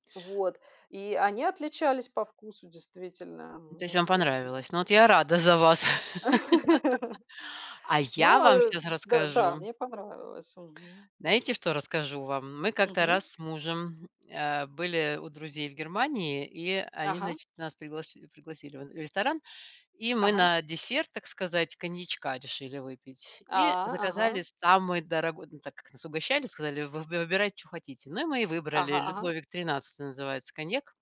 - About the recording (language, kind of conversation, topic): Russian, unstructured, Как вы относитесь к чрезмерному употреблению алкоголя на праздниках?
- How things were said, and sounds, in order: tapping; laugh; other background noise